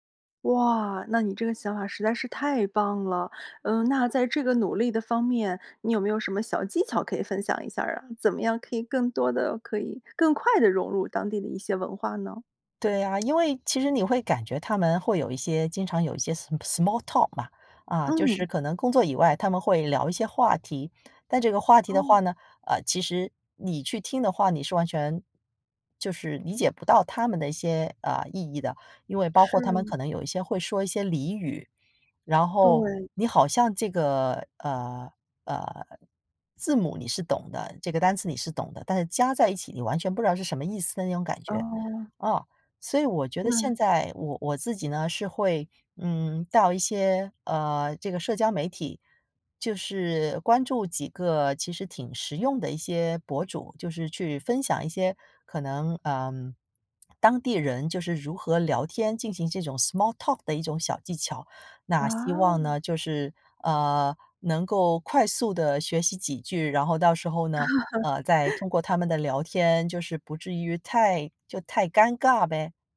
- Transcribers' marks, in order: other background noise; in English: "s small talk"; in English: "small talk"; chuckle
- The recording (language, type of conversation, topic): Chinese, podcast, 怎样才能重新建立社交圈？